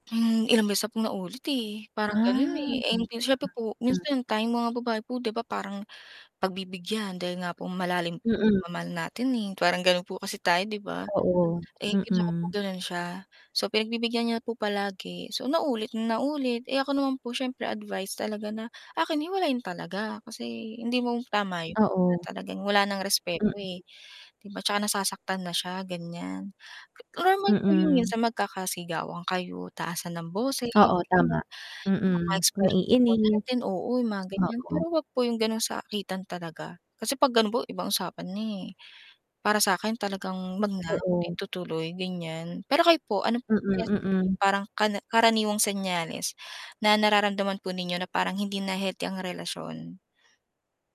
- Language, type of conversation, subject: Filipino, unstructured, Ano ang mga palatandaan na panahon na para umalis ka sa isang relasyon?
- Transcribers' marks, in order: static; unintelligible speech; distorted speech; tongue click